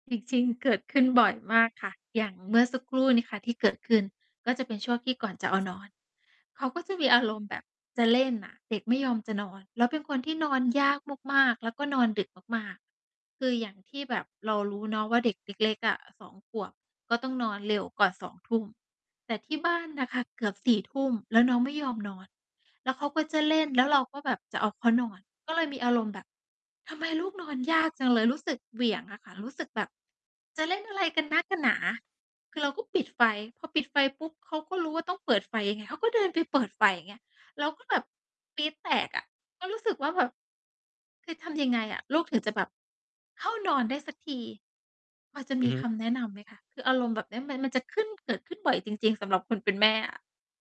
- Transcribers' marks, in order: none
- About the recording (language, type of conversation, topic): Thai, advice, คุณควบคุมอารมณ์ตัวเองได้อย่างไรเมื่อลูกหรือคนในครอบครัวงอแง?